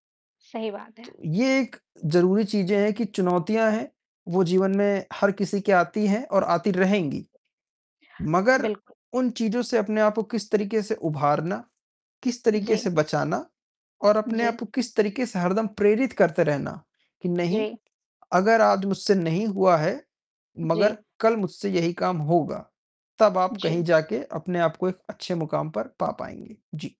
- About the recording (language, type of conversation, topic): Hindi, unstructured, आपको अपने काम का सबसे मज़ेदार हिस्सा क्या लगता है?
- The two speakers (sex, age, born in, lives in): female, 30-34, India, India; male, 55-59, India, India
- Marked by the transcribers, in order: distorted speech; "आज" said as "आद"